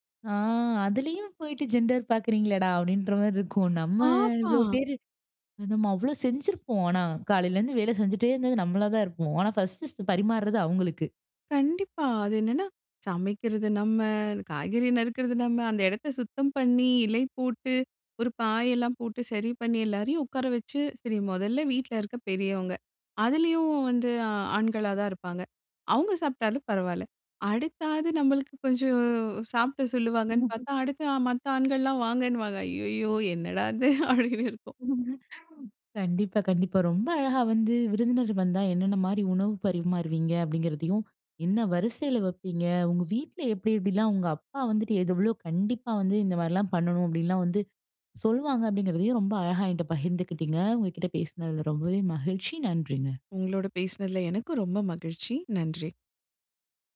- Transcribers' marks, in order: in English: "ஜெண்டர்"; surprised: "ஆமா"; drawn out: "கொஞ்சம்"; other background noise; laughing while speaking: "ஐயையோ! என்னடா இது? அப்டின்னு இருக்கும்"; bird
- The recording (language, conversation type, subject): Tamil, podcast, விருந்தினர் வரும்போது உணவு பரிமாறும் வழக்கம் எப்படி இருக்கும்?